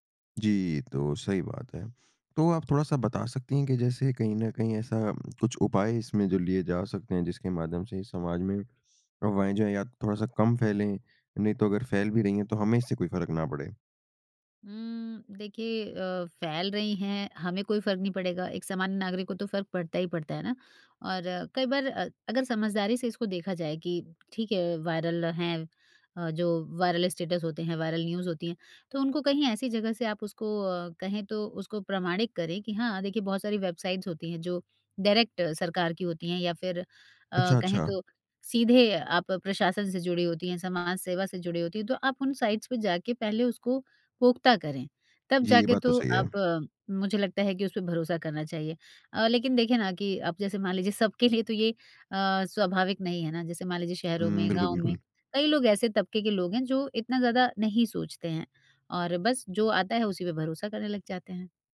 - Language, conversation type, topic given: Hindi, podcast, समाज में अफवाहें भरोसा कैसे तोड़ती हैं, और हम उनसे कैसे निपट सकते हैं?
- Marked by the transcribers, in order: in English: "वायरल"; in English: "वायरल स्टेटस"; in English: "वायरल न्यूज़"; in English: "वेबसाइट्स"; in English: "डायरेक्ट"; surprised: "अच्छा, अच्छा"; in English: "साइट्स"; "पुख्ता" said as "पोख्ता"; laughing while speaking: "लिए"